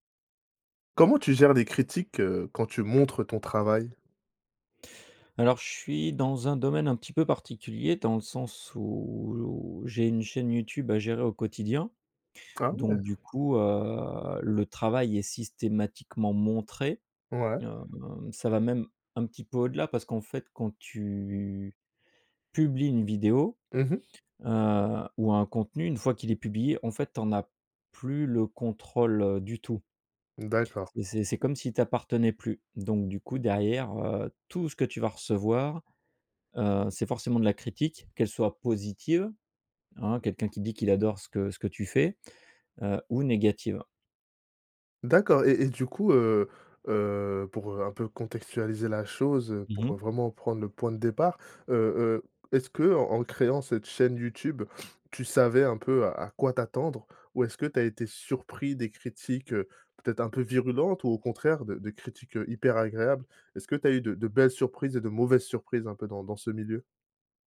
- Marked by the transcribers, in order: tapping; drawn out: "où"; drawn out: "tu"; stressed: "tout"; other background noise; stressed: "virulentes"
- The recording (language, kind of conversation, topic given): French, podcast, Comment gères-tu les critiques quand tu montres ton travail ?
- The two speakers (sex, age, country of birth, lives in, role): male, 30-34, France, France, host; male, 45-49, France, France, guest